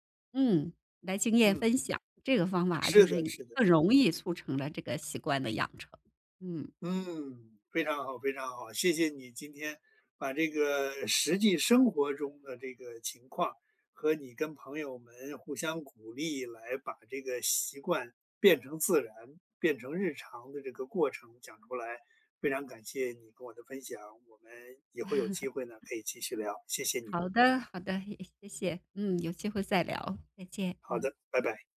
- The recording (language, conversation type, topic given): Chinese, podcast, 你怎么把新习惯变成日常？
- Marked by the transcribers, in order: chuckle